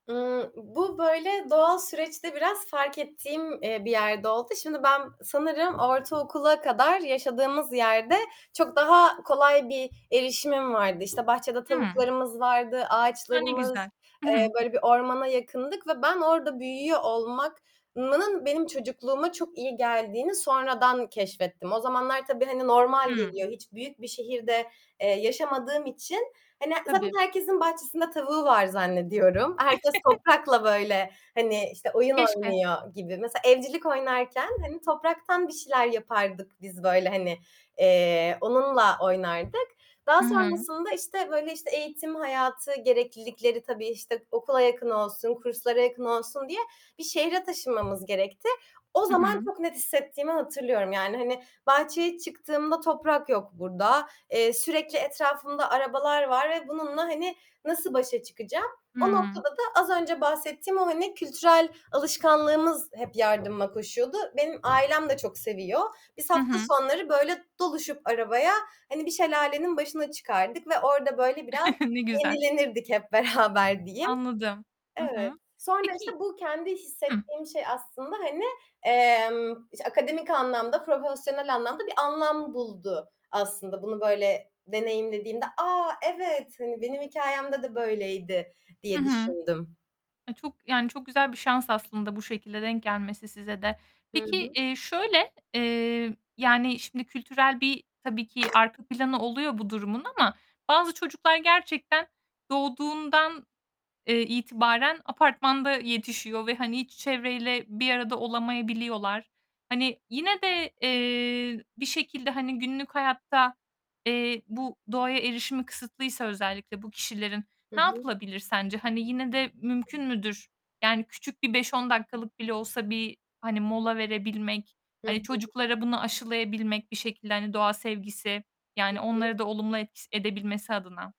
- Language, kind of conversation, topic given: Turkish, podcast, Doğa, ruh sağlığımızı nasıl etkiliyor?
- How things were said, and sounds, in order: other background noise; giggle; tapping; chuckle; chuckle